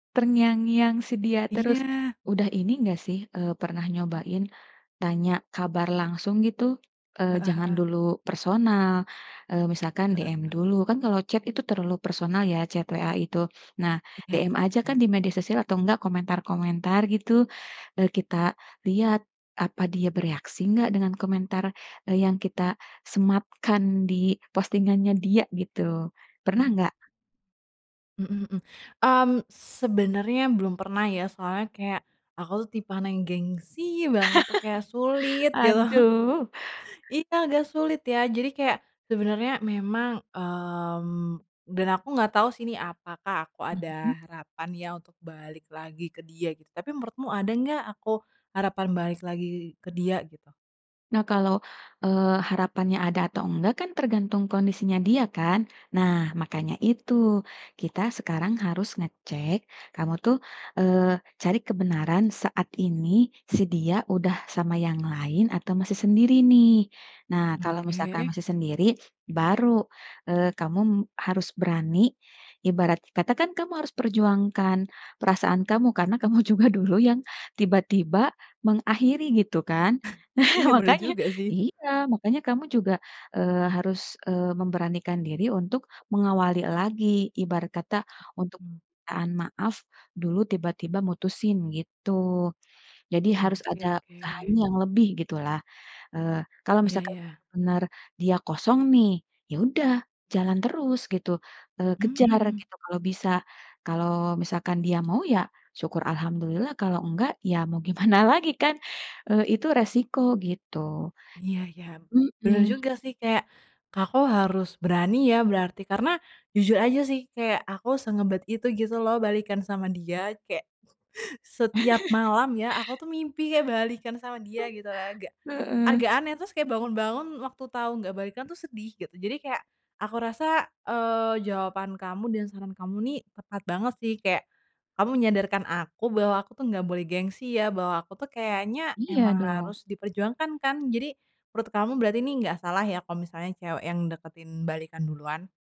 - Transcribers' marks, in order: in English: "chat"; in English: "chat"; tapping; stressed: "gengsi"; laugh; chuckle; drawn out: "mmm"; laughing while speaking: "juga dulu"; snort; laughing while speaking: "Nah makanya"; laugh; laugh; other background noise
- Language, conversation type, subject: Indonesian, advice, Bagaimana cara berhenti terus-menerus memeriksa akun media sosial mantan dan benar-benar bisa move on?